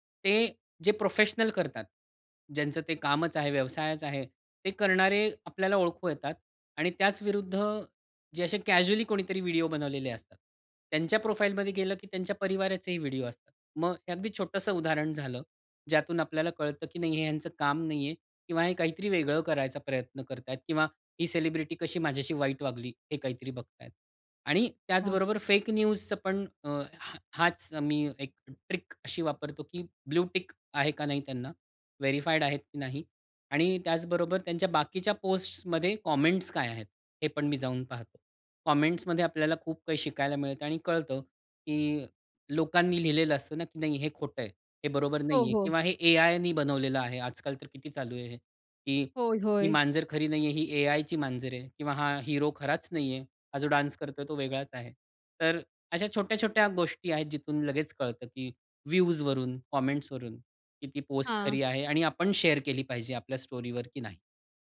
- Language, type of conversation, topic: Marathi, podcast, सोशल मीडियावर काय शेअर करावं आणि काय टाळावं, हे तुम्ही कसं ठरवता?
- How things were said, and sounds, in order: in English: "कॅज्युअली"; in English: "प्रोफाइल"; in English: "ट्रिक"; in English: "कॉमेंट्स"; in English: "कॉमेंट्समध्ये"; in English: "डान्स"; in English: "कॉमेंट्सवरून"; in English: "शेअर"